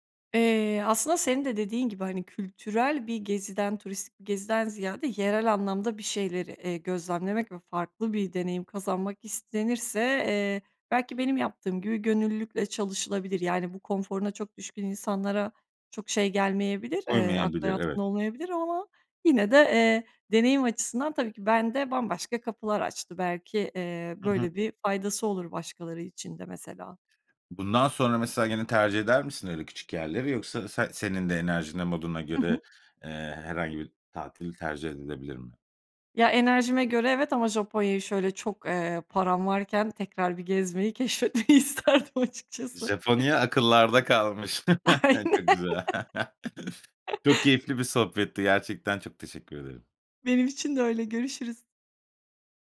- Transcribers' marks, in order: other background noise; unintelligible speech; laughing while speaking: "isterdim"; chuckle; laughing while speaking: "çok güzel"; laughing while speaking: "Aynen"; chuckle
- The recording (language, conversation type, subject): Turkish, podcast, Seyahat sırasında yaptığın hatalardan çıkardığın en önemli ders neydi?